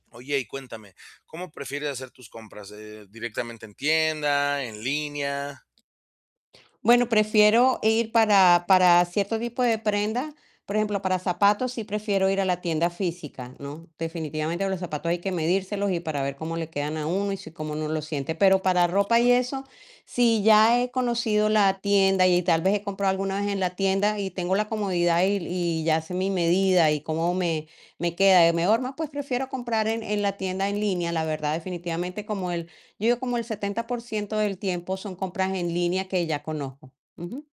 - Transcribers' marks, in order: static; other background noise; distorted speech
- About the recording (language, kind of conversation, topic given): Spanish, advice, ¿Cómo puedo comprar ropa a la moda sin gastar demasiado dinero?